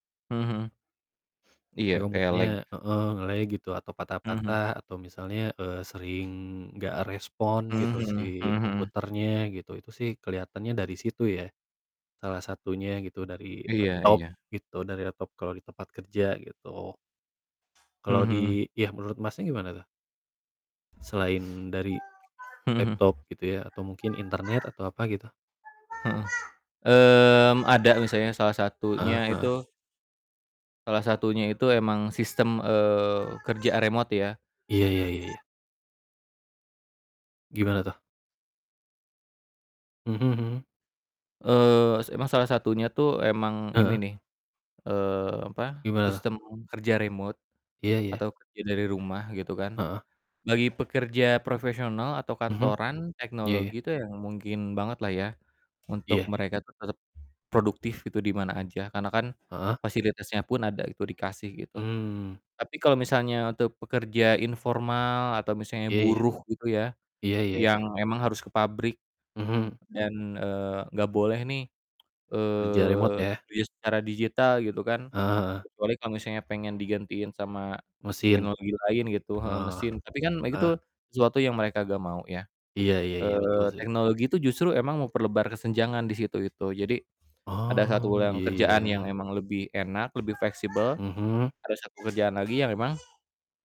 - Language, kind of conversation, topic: Indonesian, unstructured, Bagaimana menurutmu teknologi dapat memperburuk kesenjangan sosial?
- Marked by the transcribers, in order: in English: "lag"; in English: "nge-lag"; tapping; other background noise; background speech